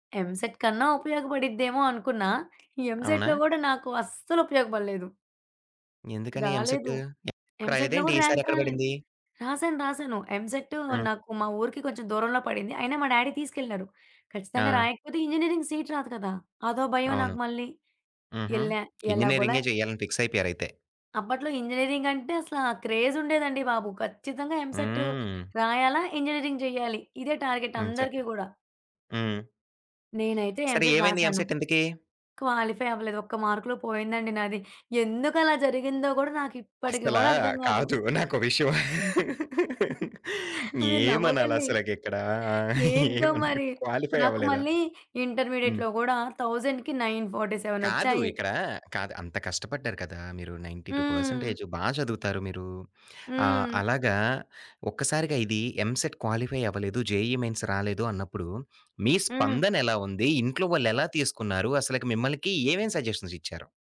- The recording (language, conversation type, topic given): Telugu, podcast, బర్నౌట్ వచ్చినప్పుడు మీరు ఏమి చేశారు?
- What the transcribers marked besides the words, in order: in English: "ఎంసెట్"; other background noise; in English: "ఎంసెట్‌లో"; in English: "ఎంసెట్"; in English: "ఎంసెట్‌లో"; in English: "ర్యాంక్"; in English: "ఎంసేట్"; in English: "డాడీ"; in English: "ఇంజినీరింగ్ సీట్"; tapping; in English: "ఫిక్స్"; in English: "ఇంజినీరింగ్"; in English: "క్రేజ్"; in English: "ఎంసెట్"; in English: "ఇంజినీరింగ్"; in English: "టార్గెట్"; in English: "ఎంసెట్"; in English: "ఎంసెట్"; in English: "క్వాలిఫై"; laugh; chuckle; laughing while speaking: "ఏమనాలి?"; in English: "క్వాలిఫై"; in English: "ఇంటర్మీడియట్‌లో"; in English: "థౌజండ్‌కి నైన్ ఫార్టీ సెవెన్"; in English: "నైంటీ టూ పర్సంటేజ్"; in English: "ఎంసెట్ క్వాలిఫై"; in English: "జేఈఈ మెయిన్స్"; "మీకు" said as "మీమ్మలికి"; in English: "సజెషన్స్"